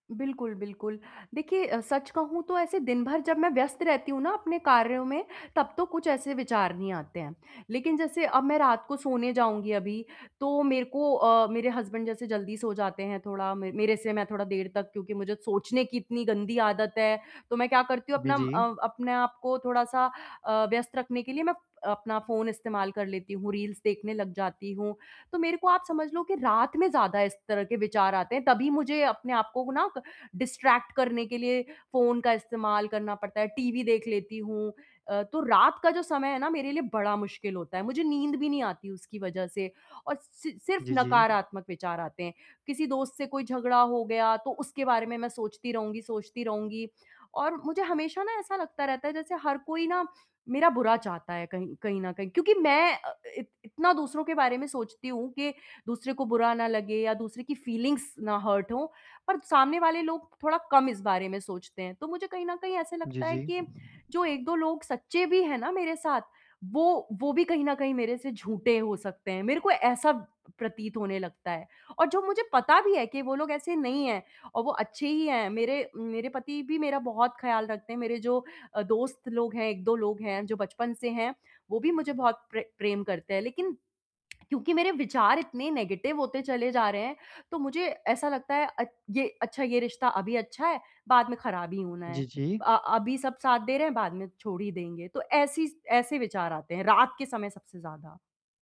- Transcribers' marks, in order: in English: "हसबैंड"; in English: "रील्स"; in English: "डिस्ट्रैक्ट"; in English: "फीलिंग्स"; in English: "हर्ट"; tapping; in English: "नेगेटिव"
- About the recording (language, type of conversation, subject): Hindi, advice, नकारात्मक विचारों को कैसे बदलकर सकारात्मक तरीके से दोबारा देख सकता/सकती हूँ?